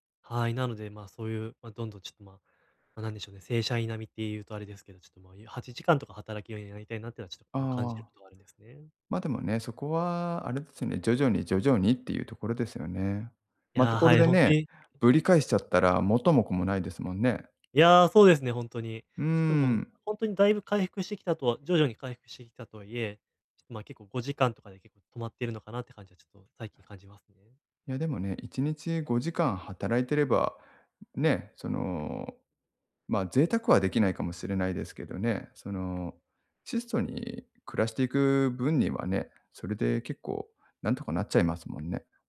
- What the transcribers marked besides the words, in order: none
- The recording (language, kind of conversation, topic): Japanese, advice, 休息の質を上げる工夫